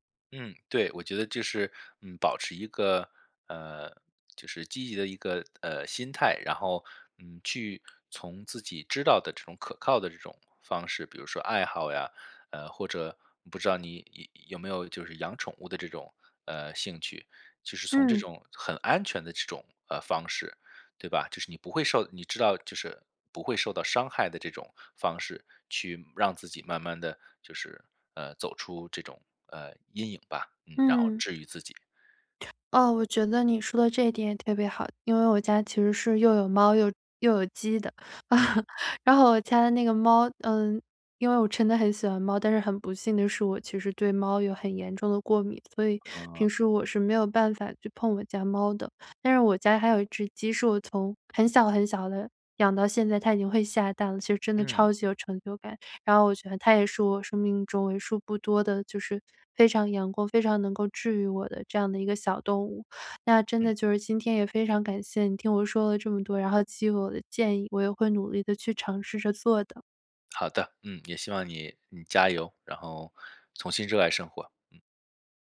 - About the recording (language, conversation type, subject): Chinese, advice, 为什么我无法重新找回对爱好和生活的兴趣？
- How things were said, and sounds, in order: tapping; other background noise; laugh; laughing while speaking: "真"